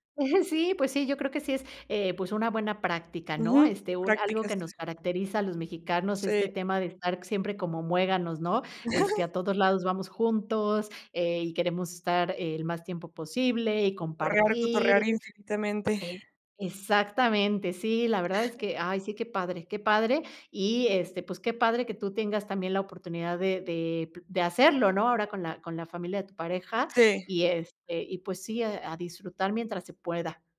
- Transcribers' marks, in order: chuckle; other background noise; chuckle
- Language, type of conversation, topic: Spanish, podcast, ¿Cómo lograr una buena sobremesa en casa?